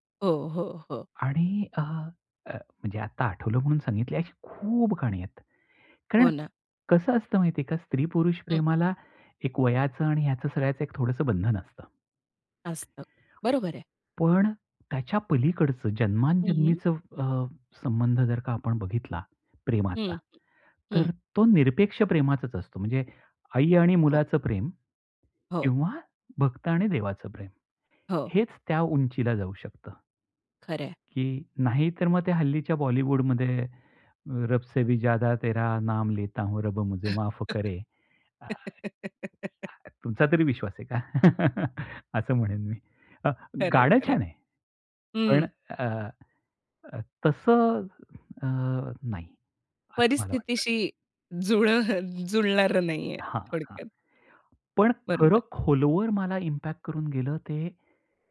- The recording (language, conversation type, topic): Marathi, podcast, संगीताच्या लयींत हरवण्याचा तुमचा अनुभव कसा असतो?
- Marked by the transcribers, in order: tapping; in Hindi: "रब से भी ज्यादा तेरा नाम लेता हूं, रब मुझे माफ करे"; laugh; other background noise; chuckle; laughing while speaking: "जुळं जुळणारं नाहीये थोडक्यात"